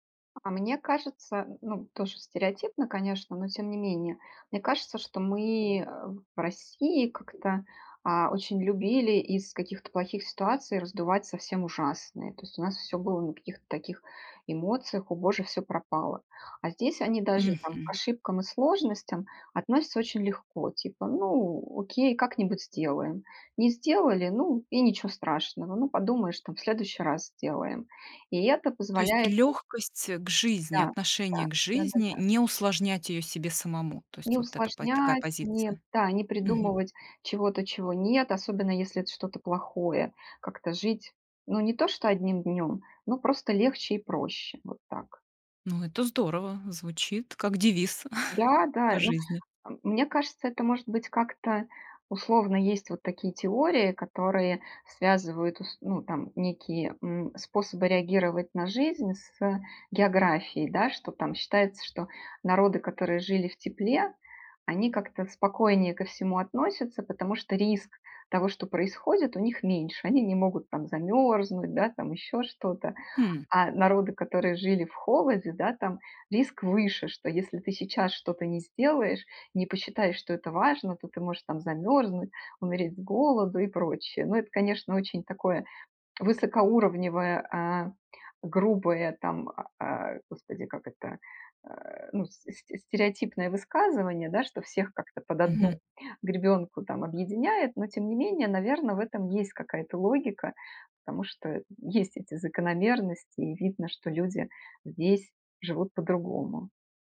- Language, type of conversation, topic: Russian, podcast, Чувствуешь ли ты себя на стыке двух культур?
- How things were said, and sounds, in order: tapping; chuckle